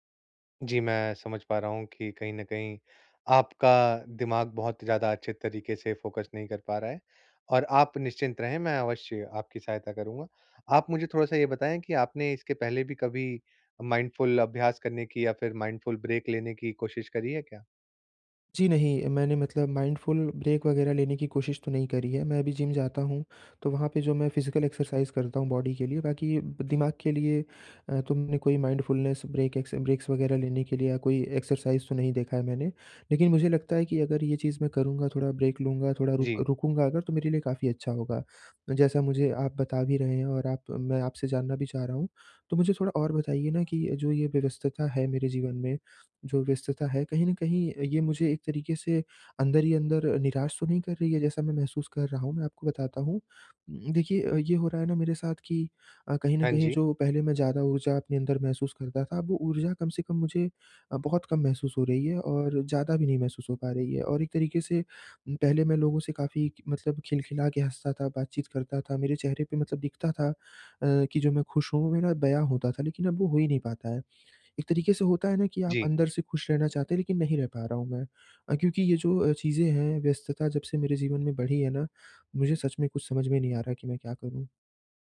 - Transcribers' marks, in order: in English: "फ़ोकस"; in English: "माइंडफुल"; in English: "माइंडफुल ब्रेक"; in English: "माइंडफुल ब्रेक"; in English: "फिज़िकल एक्सरसाइज"; in English: "बॉडी"; in English: "माइंडफुलनेस ब्रेक"; in English: "एक्सरसाइज़"; in English: "ब्रेक"
- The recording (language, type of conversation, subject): Hindi, advice, व्यस्तता में काम के बीच छोटे-छोटे सचेत विराम कैसे जोड़ूँ?